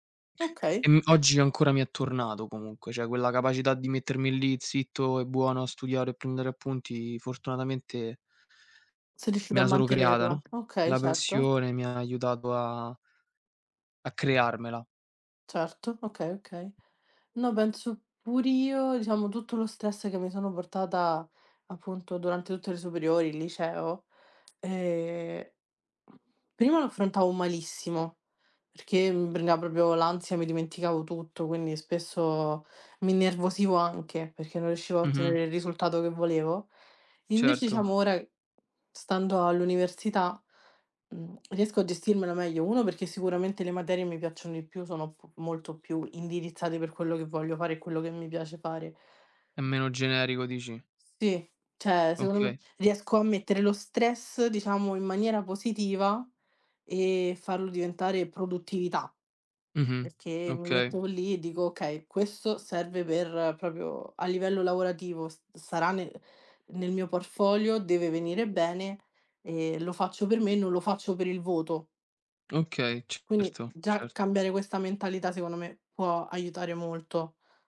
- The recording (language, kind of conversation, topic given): Italian, unstructured, Come affronti la pressione a scuola o al lavoro?
- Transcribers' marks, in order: "cioè" said as "ceh"; tapping; other background noise; "proprio" said as "propio"; "Cioè" said as "ceh"; "proprio" said as "propio"